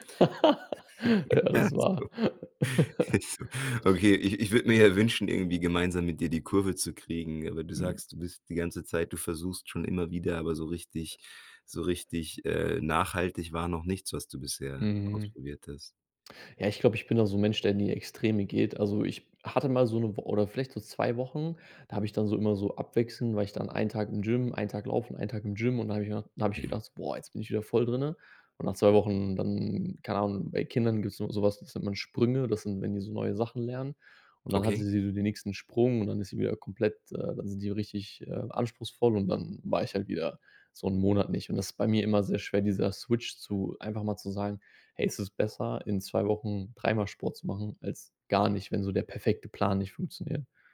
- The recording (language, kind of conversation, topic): German, advice, Wie kann ich mit einem schlechten Gewissen umgehen, wenn ich wegen der Arbeit Trainingseinheiten verpasse?
- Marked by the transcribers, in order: laugh; laughing while speaking: "Ja, das wahr"; laugh; unintelligible speech; other background noise; laugh; in English: "Switch"